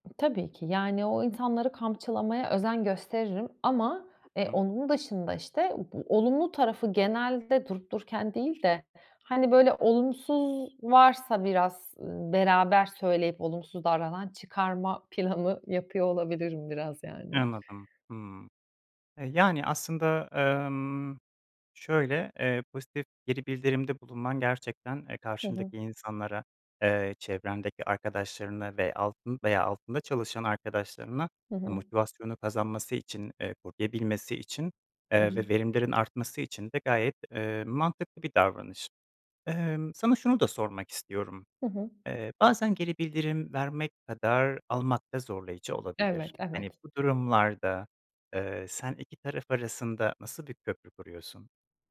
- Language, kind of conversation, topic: Turkish, podcast, Geri bildirim verirken nelere dikkat edersin?
- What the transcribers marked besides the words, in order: other background noise